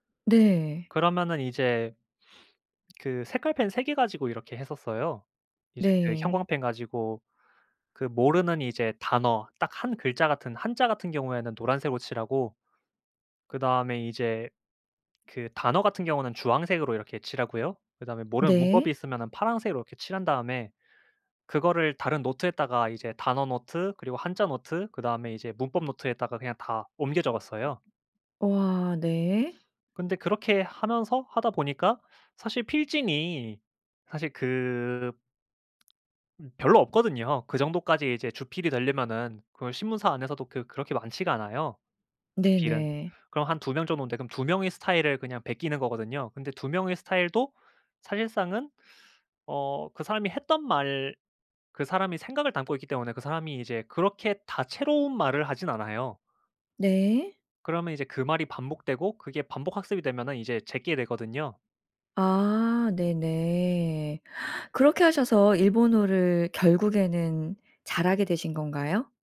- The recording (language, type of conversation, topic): Korean, podcast, 초보자가 창의성을 키우기 위해 어떤 연습을 하면 좋을까요?
- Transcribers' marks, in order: sniff; other background noise